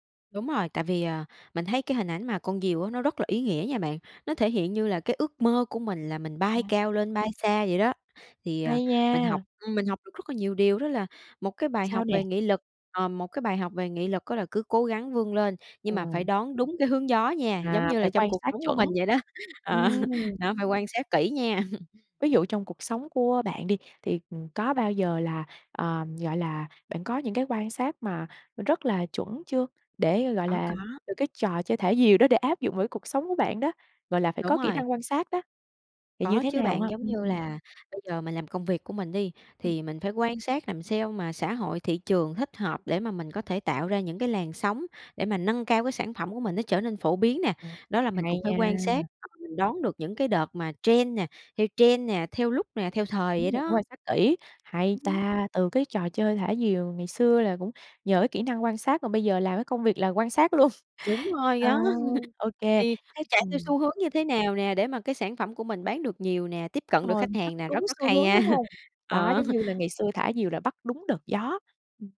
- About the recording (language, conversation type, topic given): Vietnamese, podcast, Bạn nhớ trò chơi tuổi thơ nào vẫn truyền cảm hứng cho bạn?
- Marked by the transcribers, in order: background speech; tapping; laughing while speaking: "Ờ"; chuckle; "sao" said as "seo"; in English: "trend"; in English: "trend"; laughing while speaking: "đó"; chuckle; laughing while speaking: "luôn!"; other background noise; laughing while speaking: "nha. Ờ!"